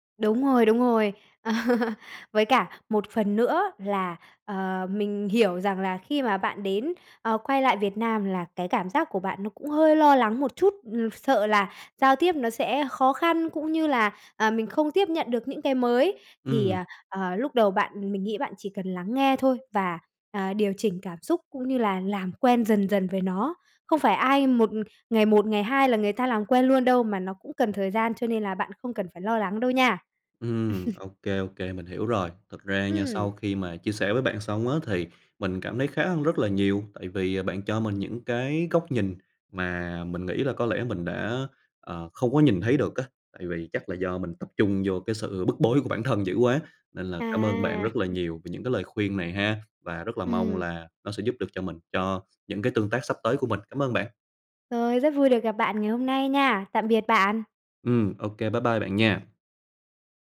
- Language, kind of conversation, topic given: Vietnamese, advice, Bạn đang trải qua cú sốc văn hóa và bối rối trước những phong tục, cách ứng xử mới như thế nào?
- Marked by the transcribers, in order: chuckle; tapping; other background noise; chuckle; chuckle